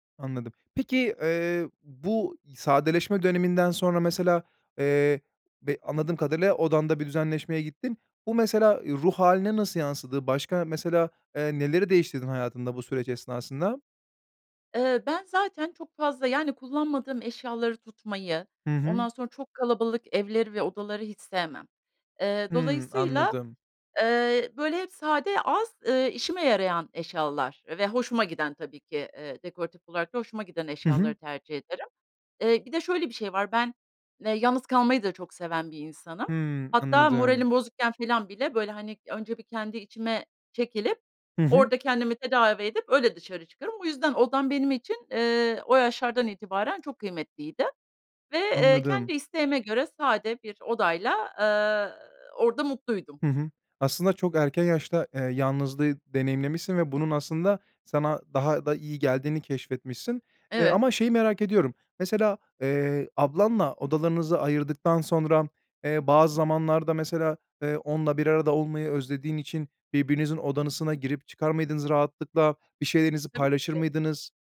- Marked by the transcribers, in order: other background noise
- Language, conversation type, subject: Turkish, podcast, Sıkışık bir evde düzeni nasıl sağlayabilirsin?